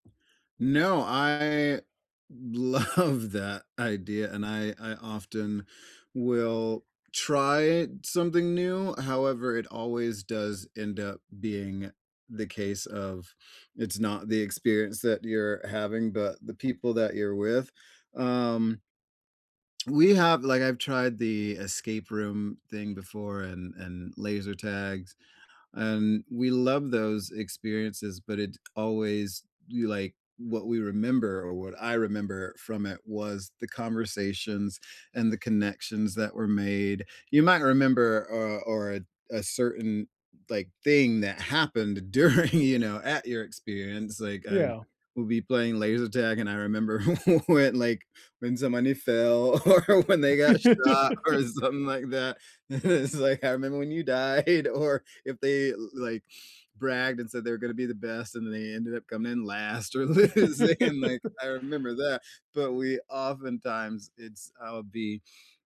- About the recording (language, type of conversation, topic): English, unstructured, How do you create happy memories with family and friends?
- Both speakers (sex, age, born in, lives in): male, 35-39, United States, United States; male, 35-39, United States, United States
- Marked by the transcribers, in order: drawn out: "I"; laughing while speaking: "love that"; laughing while speaking: "during"; laughing while speaking: "when"; laughing while speaking: "or when they got shot … you died. Or"; laugh; laugh; laughing while speaking: "or losing"